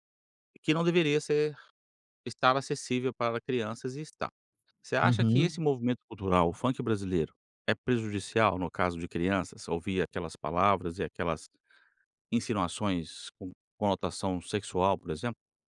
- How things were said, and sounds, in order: tapping
- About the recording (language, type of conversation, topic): Portuguese, podcast, Como equilibrar o lazer digital e o lazer off-line?